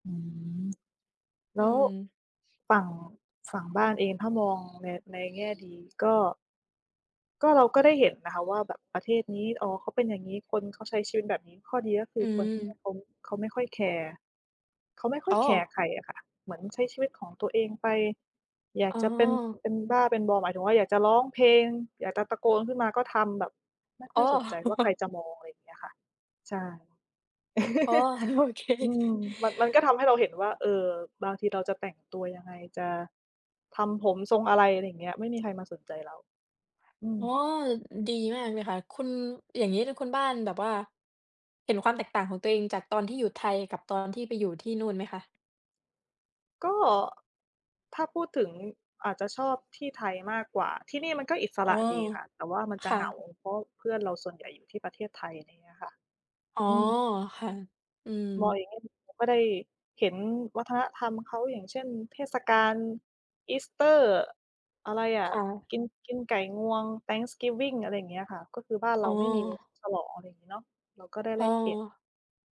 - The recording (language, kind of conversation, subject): Thai, unstructured, การยอมรับความแตกต่างทางวัฒนธรรมช่วยทำให้สังคมดีขึ้นได้ไหม?
- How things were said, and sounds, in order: other background noise; chuckle; laughing while speaking: "โอเค"; chuckle; unintelligible speech; tapping